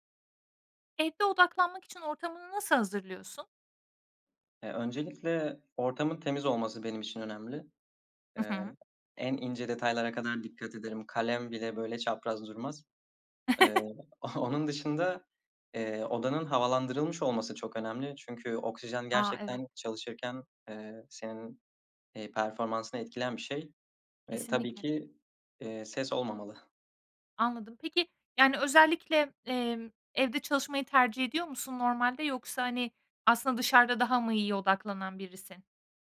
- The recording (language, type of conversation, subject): Turkish, podcast, Evde odaklanmak için ortamı nasıl hazırlarsın?
- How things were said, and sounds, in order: chuckle; laughing while speaking: "onun"